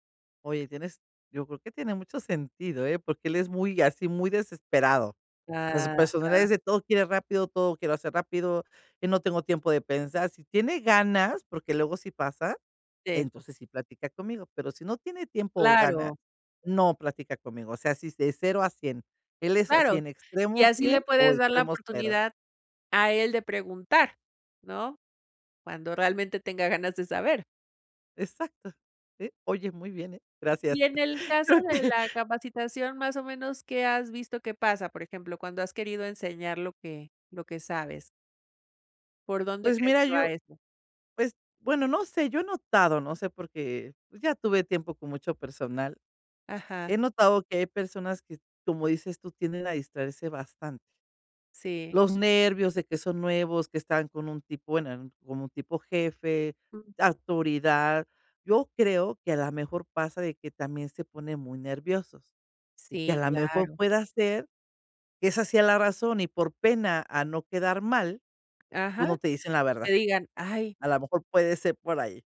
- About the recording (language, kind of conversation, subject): Spanish, advice, ¿Qué puedo hacer para expresar mis ideas con claridad al hablar en público?
- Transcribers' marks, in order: laughing while speaking: "creo que"